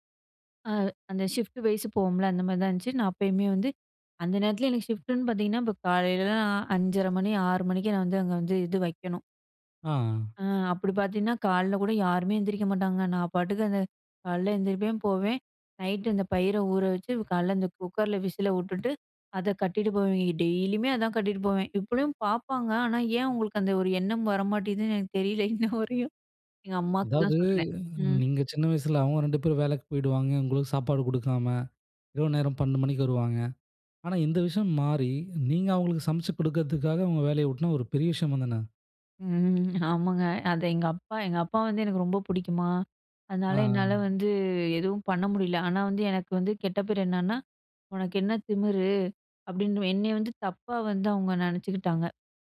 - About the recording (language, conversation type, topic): Tamil, podcast, சிறு வயதில் கற்றுக்கொண்டது இன்றும் உங்களுக்கு பயனாக இருக்கிறதா?
- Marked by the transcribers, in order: in English: "ஷிஃப்ட் வைஸ்"; in English: "ஷிஃப்டுன்னு"; tapping; chuckle; other noise; "உட்டீங்கன்னா" said as "உட்ன்னா"; drawn out: "ம்"